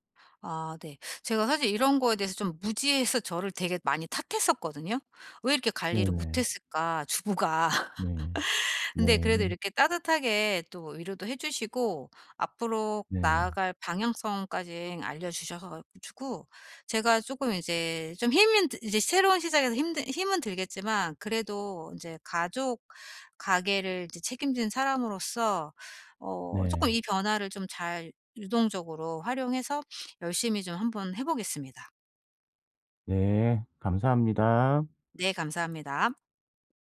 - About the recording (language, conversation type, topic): Korean, advice, 현금흐름을 더 잘 관리하고 비용을 줄이려면 어떻게 시작하면 좋을까요?
- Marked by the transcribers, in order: laugh; other background noise; tapping; sniff